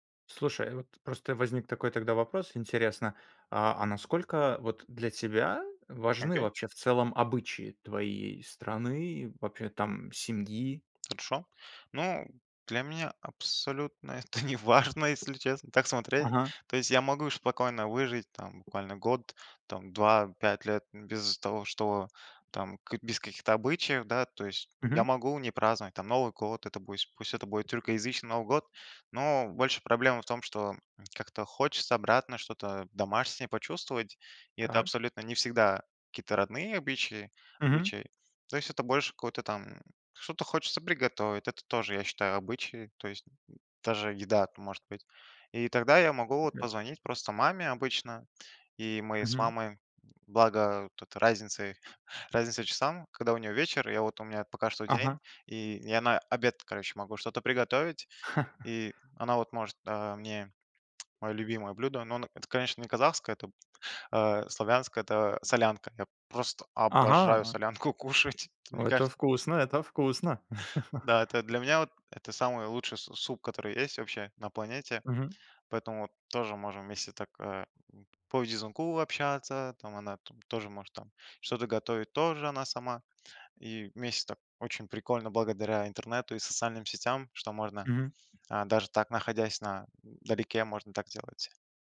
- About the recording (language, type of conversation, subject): Russian, podcast, Как вы сохраняете родные обычаи вдали от родины?
- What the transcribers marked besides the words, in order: laughing while speaking: "это неважно"; "спокойно" said as "шпокойно"; tapping; chuckle; laughing while speaking: "кушать!"; chuckle